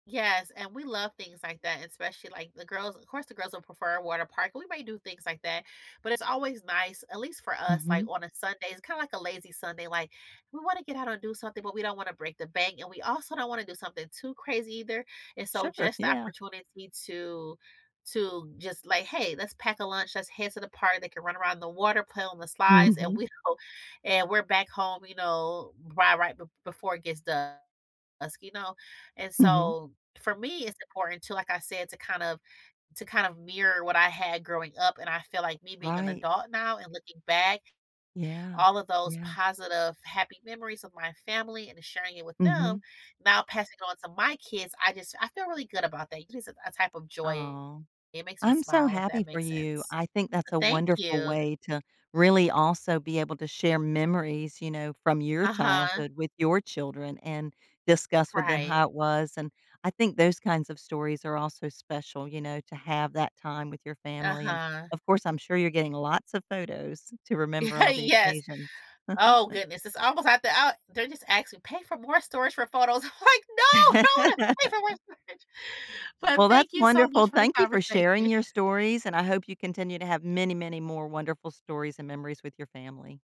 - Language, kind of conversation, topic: English, advice, How can I share happy memories with my family?
- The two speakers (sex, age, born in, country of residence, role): female, 40-44, United States, United States, user; female, 60-64, United States, United States, advisor
- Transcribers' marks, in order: laughing while speaking: "we don't"; chuckle; laughing while speaking: "I'm like, No. I don't wanna pay for more storage"; laugh; laughing while speaking: "conversation"